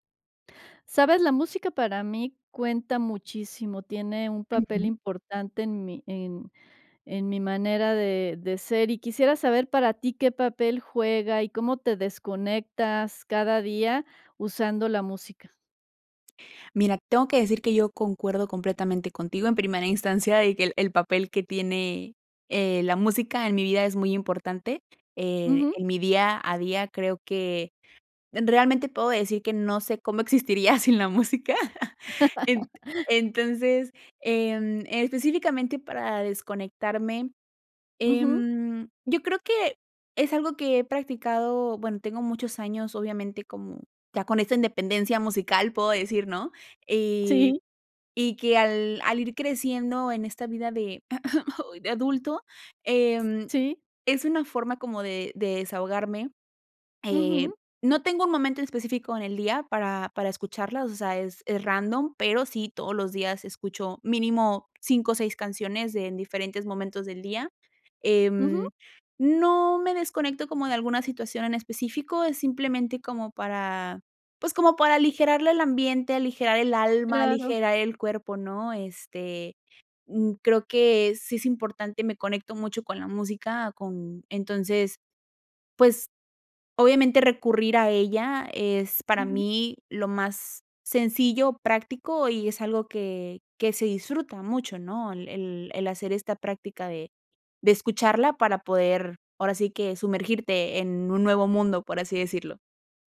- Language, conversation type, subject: Spanish, podcast, ¿Qué papel juega la música en tu vida para ayudarte a desconectarte del día a día?
- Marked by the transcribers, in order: laugh; laughing while speaking: "existiría sin la música"; throat clearing; other background noise